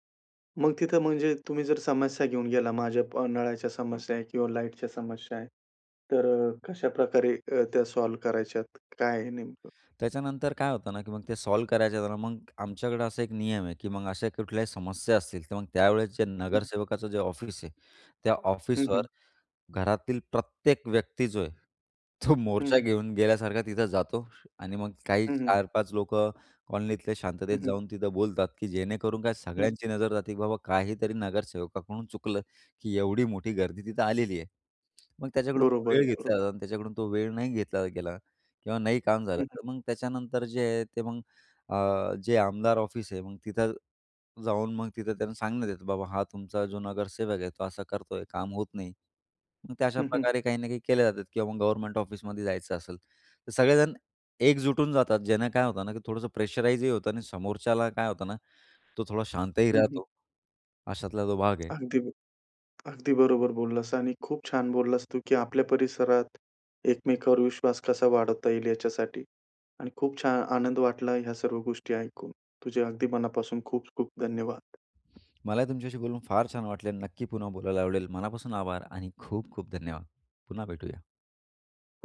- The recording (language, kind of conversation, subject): Marathi, podcast, आपल्या परिसरात एकमेकांवरील विश्वास कसा वाढवता येईल?
- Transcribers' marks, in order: in English: "सॉल्व्ह"; in English: "सॉल्व्ह"; other noise; tapping; other background noise